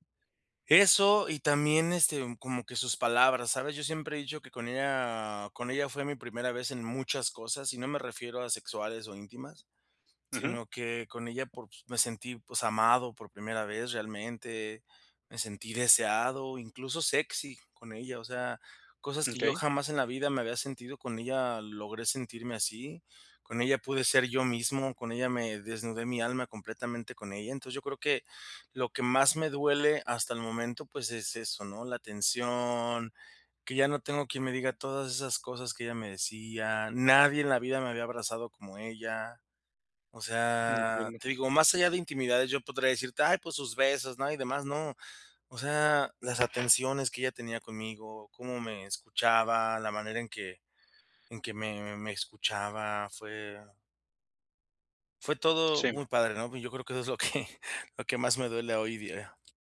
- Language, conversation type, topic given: Spanish, advice, ¿Cómo puedo sobrellevar las despedidas y los cambios importantes?
- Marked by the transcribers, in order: tapping; chuckle